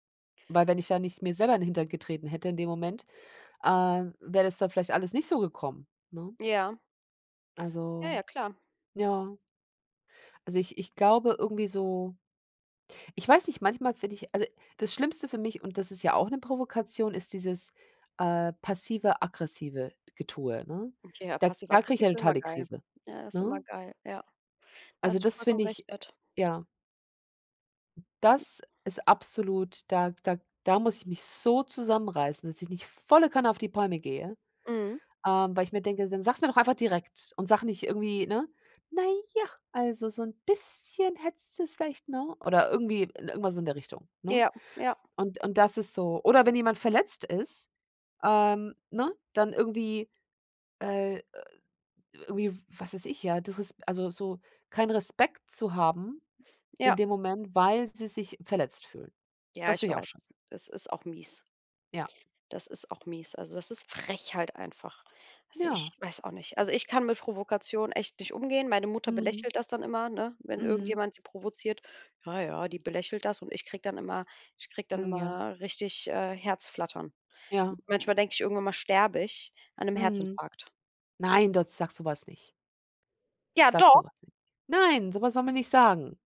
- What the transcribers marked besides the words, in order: other background noise; stressed: "so"; stressed: "volle Kanne"; stressed: "direkt"; put-on voice: "na ja, also, so 'n bisschen hättest du es vielleicht"; stressed: "weil"; stressed: "frech"; unintelligible speech; stressed: "doch"; stressed: "Nein"
- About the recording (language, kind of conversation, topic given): German, unstructured, Was tust du, wenn dich jemand absichtlich provoziert?